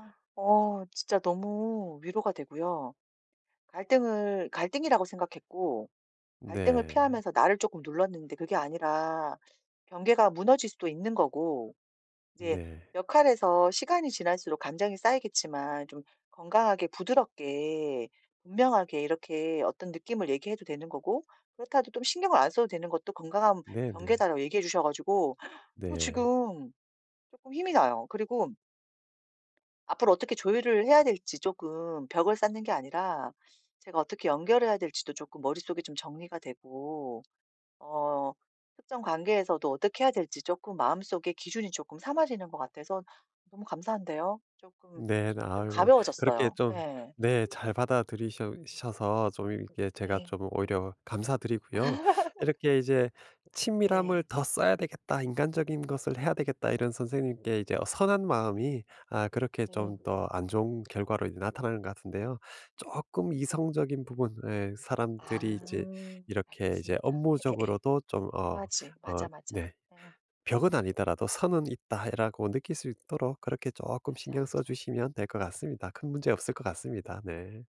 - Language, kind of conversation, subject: Korean, advice, 관계에서 친밀함과 독립성 사이에서 건강한 경계를 어떻게 설정하고 서로 존중할 수 있을까요?
- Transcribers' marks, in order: other background noise; laugh